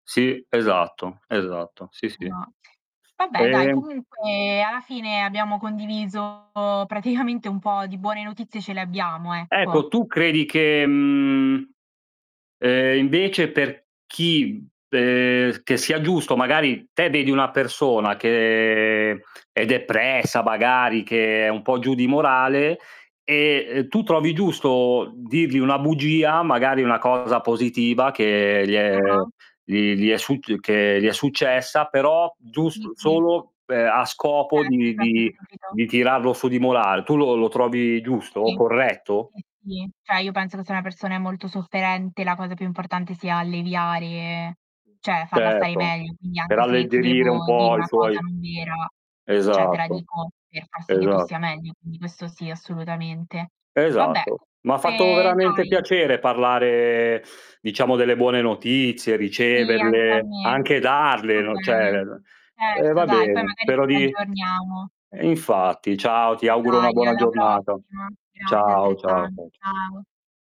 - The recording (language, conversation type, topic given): Italian, unstructured, Qual è una buona notizia che vorresti condividere con tutti?
- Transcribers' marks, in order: static; tapping; distorted speech; other background noise; laughing while speaking: "praticamente"; "magari" said as "bagari"; "cioè" said as "ceh"; "cioè" said as "ceh"; "cioè" said as "ceh"; unintelligible speech